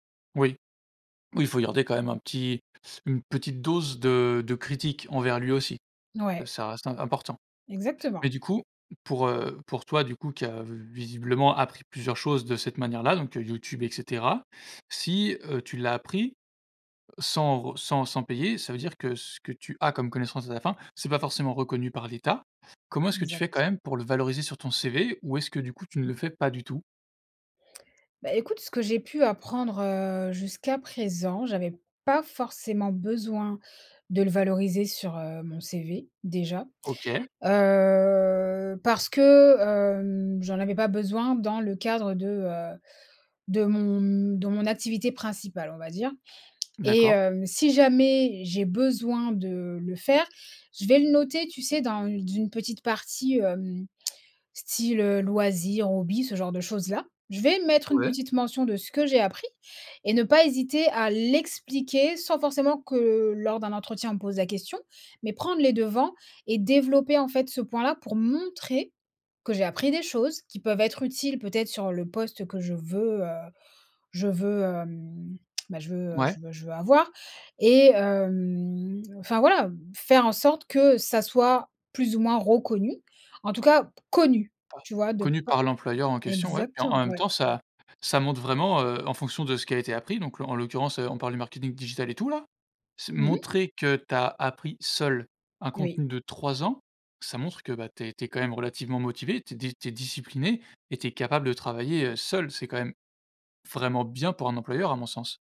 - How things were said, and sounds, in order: stressed: "l'expliquer"; stressed: "montrer"; stressed: "reconnu"; stressed: "connu"; stressed: "tout là"; stressed: "seule"; stressed: "trois ans"; stressed: "bien"
- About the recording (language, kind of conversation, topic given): French, podcast, Tu as des astuces pour apprendre sans dépenser beaucoup d’argent ?